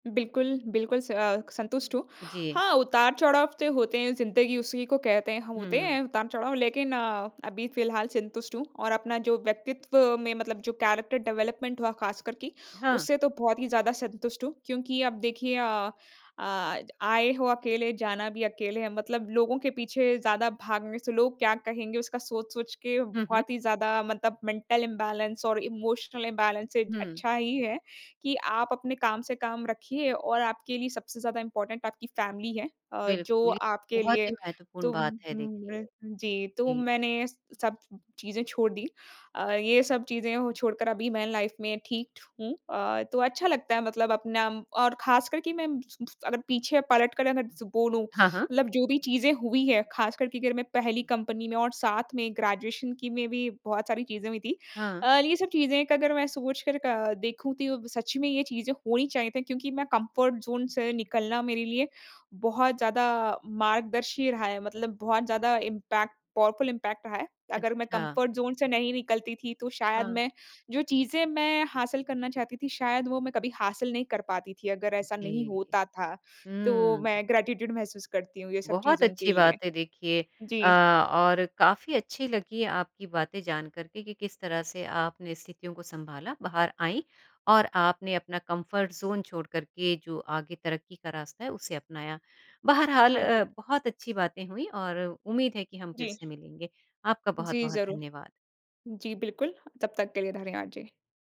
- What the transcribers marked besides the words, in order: in English: "कैरेक्टर डेवलपमेंट"; in English: "मेंटल इम्बैलेंस"; in English: "इमोशनल इम्बैलेंस"; in English: "इम्पोर्टेंट"; in English: "फैमिली"; other noise; in English: "लाइफ"; unintelligible speech; in English: "ग्रेजुएशन"; in English: "कम्फर्ट ज़ोन"; in English: "इम्पैक्ट पावरफुल इम्पैक्ट"; in English: "कम्फर्ट ज़ोन"; in English: "ग्रैटीट्यूड"; in English: "कम्फर्ट ज़ोन"
- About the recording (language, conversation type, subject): Hindi, podcast, आपकी ज़िंदगी का सबसे यादगार लम्हा कौन सा रहा?
- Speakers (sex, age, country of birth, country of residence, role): female, 25-29, India, India, guest; female, 50-54, India, India, host